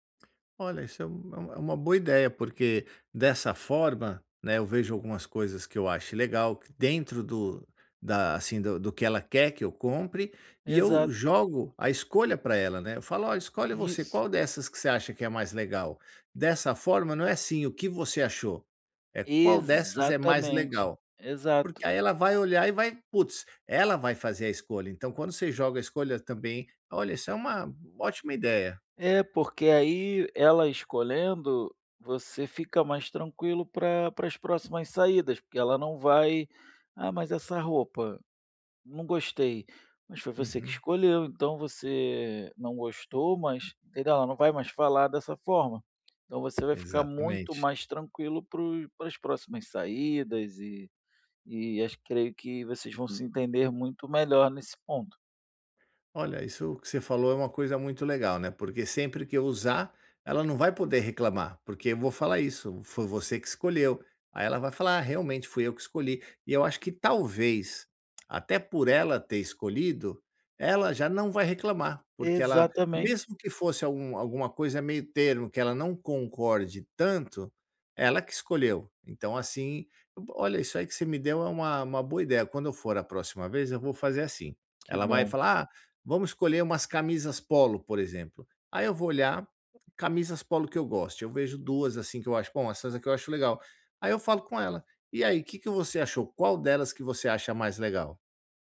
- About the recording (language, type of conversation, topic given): Portuguese, advice, Como posso encontrar roupas que me sirvam bem e combinem comigo?
- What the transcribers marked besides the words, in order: none